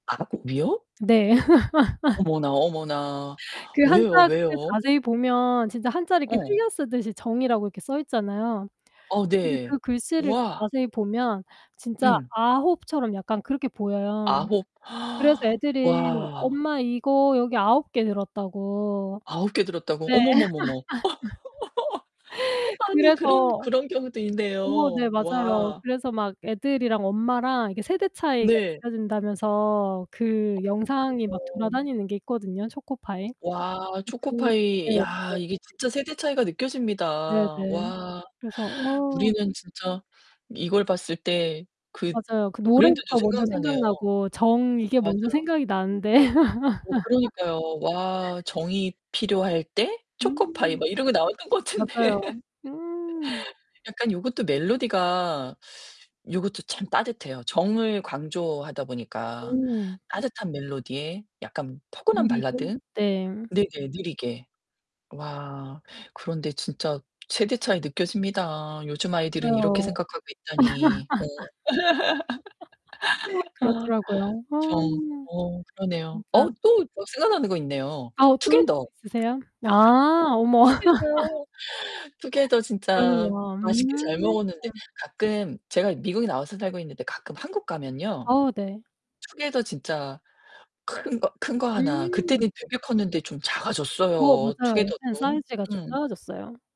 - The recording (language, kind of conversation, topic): Korean, podcast, 어린 시절에 들었던 광고송이 아직도 기억나시나요?
- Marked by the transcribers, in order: distorted speech; laugh; gasp; laugh; other background noise; laugh; laughing while speaking: "같은데"; laugh; laugh; laugh; laugh; laugh